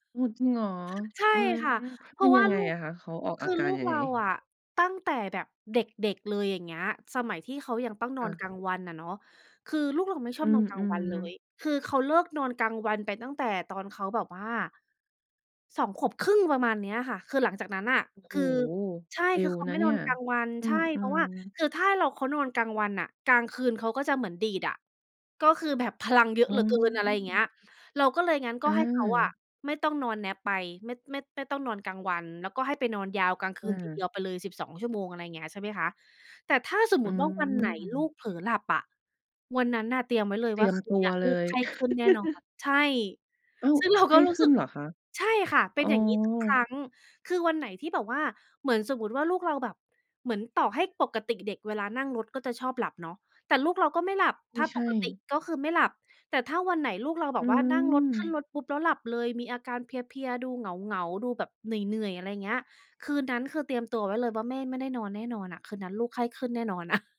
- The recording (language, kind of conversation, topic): Thai, podcast, มีคำแนะนำสำหรับคนที่ยังไม่รู้ว่าการฟังร่างกายคืออะไรไหม?
- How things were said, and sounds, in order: other background noise; in English: "nap"; chuckle; tapping; chuckle